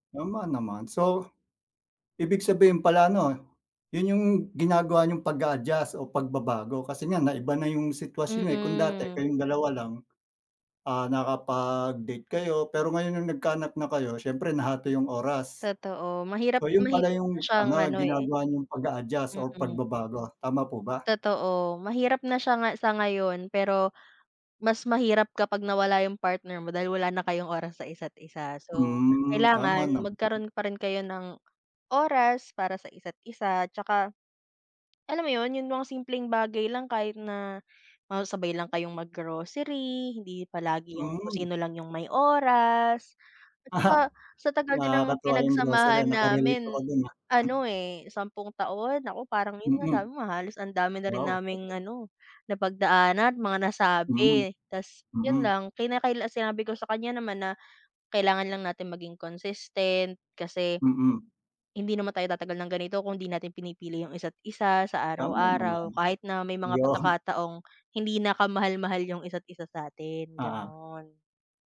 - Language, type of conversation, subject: Filipino, unstructured, Ano ang mga paraan para mapanatili ang kilig sa isang matagal nang relasyon?
- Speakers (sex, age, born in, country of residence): female, 25-29, Philippines, Philippines; male, 40-44, Philippines, Philippines
- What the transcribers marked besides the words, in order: laughing while speaking: "Ah"; chuckle